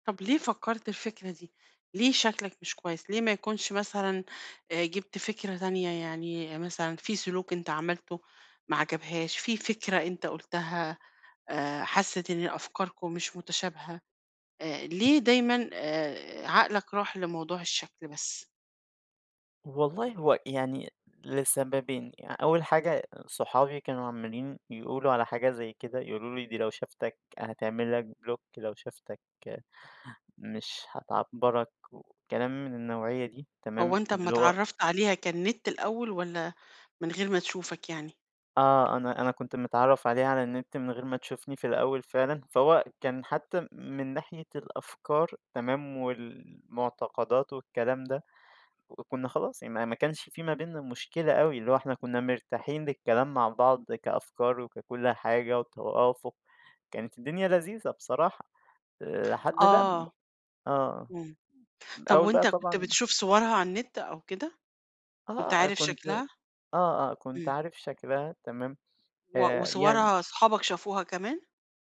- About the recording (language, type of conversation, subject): Arabic, advice, إزاي فقدت ثقتك في نفسك بعد ما فشلت أو اترفضت؟
- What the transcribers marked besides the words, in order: tapping